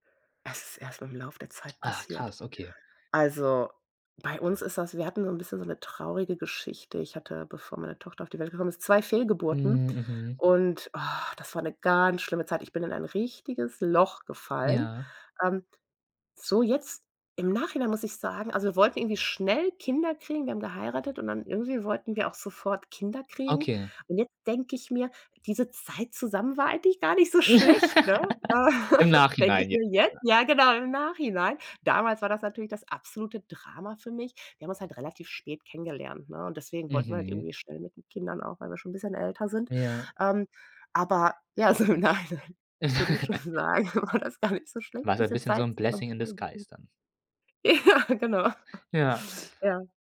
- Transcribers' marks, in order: groan; drawn out: "ganz"; joyful: "eigentlich gar nicht so schlecht"; laugh; laugh; laughing while speaking: "so im Nachhinein, würde ich … nicht so schlecht"; in English: "blessing in the skies"; laughing while speaking: "Ja, genau"
- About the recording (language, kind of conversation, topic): German, podcast, Wie schafft ihr trotz der Kinder Zeit für Zweisamkeit?